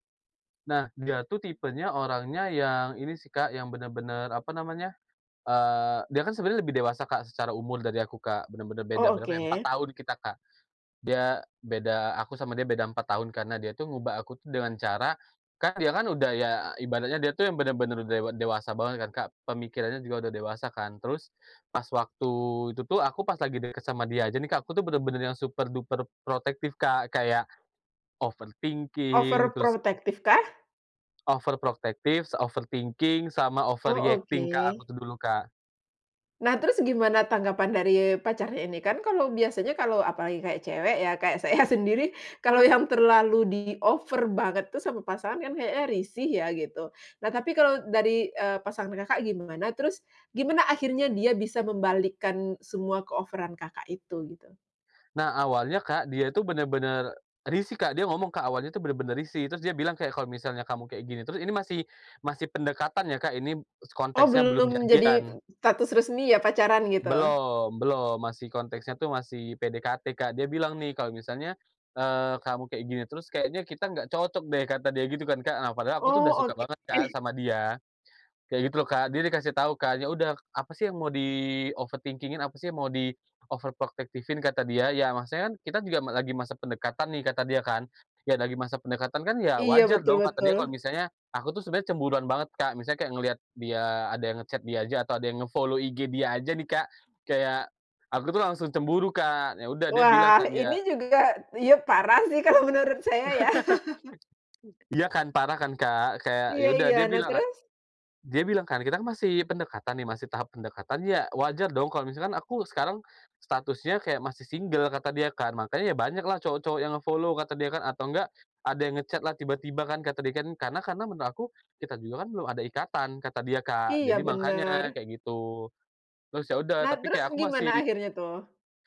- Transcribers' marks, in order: other background noise; in English: "overthinking"; tapping; "overprotektif" said as "overproktektif"; in English: "overthinking"; in English: "overreacting"; chuckle; "status" said as "tatus"; chuckle; "udah" said as "udak"; in English: "di-overthinking-in?"; in English: "di-overproctective-in?"; "di-overprotective-in" said as "di-overproctective-in"; in English: "nge-chat"; in English: "nge-follow"; laughing while speaking: "sih kalau menurut saya ya"; laugh; in English: "nge-follow"; in English: "nge-chat-lah"
- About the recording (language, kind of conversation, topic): Indonesian, podcast, Siapa orang yang paling mengubah cara pandangmu, dan bagaimana prosesnya?